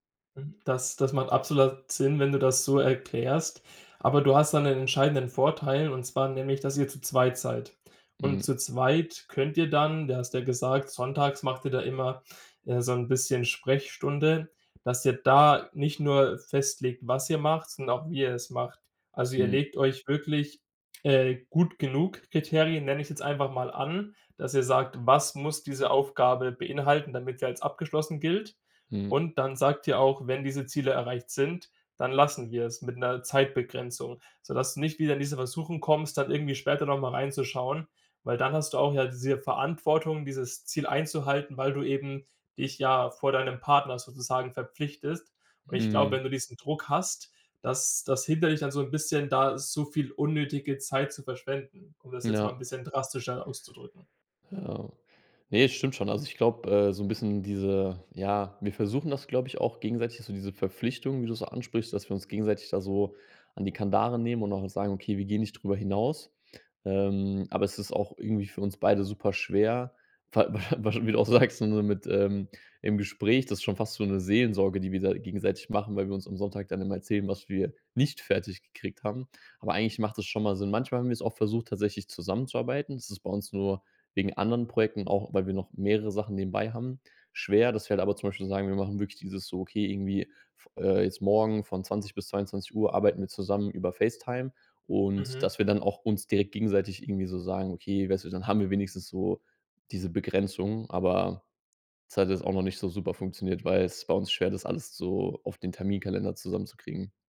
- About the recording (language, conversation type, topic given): German, advice, Wie kann ich verhindern, dass mich Perfektionismus davon abhält, wichtige Projekte abzuschließen?
- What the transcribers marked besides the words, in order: laughing while speaking: "va weil wa"; stressed: "nicht"